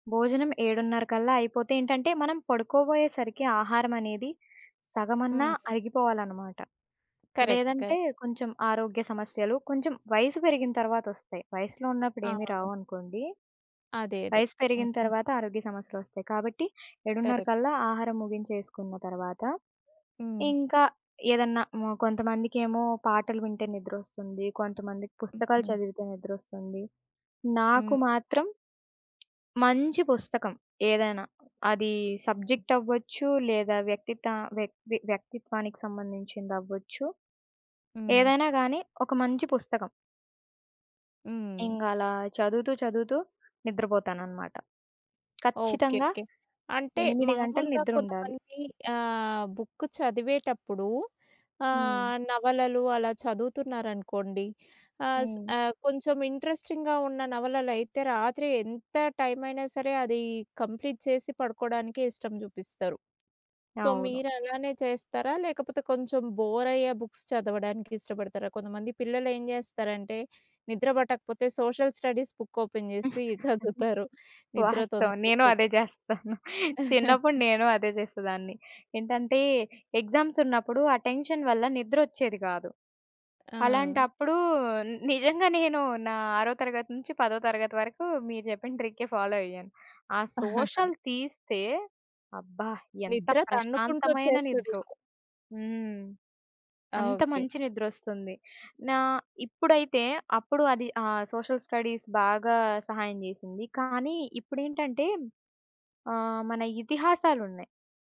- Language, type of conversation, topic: Telugu, podcast, రాత్రి మంచి నిద్ర కోసం మీరు పాటించే నిద్రకు ముందు అలవాట్లు ఏమిటి?
- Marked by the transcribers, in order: other background noise; in English: "కరెక్ట్. కరెక్ట్"; in English: "కరెక్ట్"; tapping; in English: "సబ్జెక్ట్"; in English: "బుక్"; in English: "ఇంట్రెస్టింగ్‌గా"; in English: "కంప్లీట్"; in English: "సో"; in English: "బుక్స్"; in English: "సోషల్ స్టడీస్ బుక్ ఓపెన్"; laughing while speaking: "వాస్తవం నేను అదే జేస్తాను. చిన్నప్పుడు నేను అదే జేసేదాన్ని"; chuckle; in English: "ఎగ్జామ్స్"; in English: "ఆటెన్షన్"; chuckle; in English: "ఫాలో"; in English: "సోషల్"; in English: "సోషల్ స్టడీస్"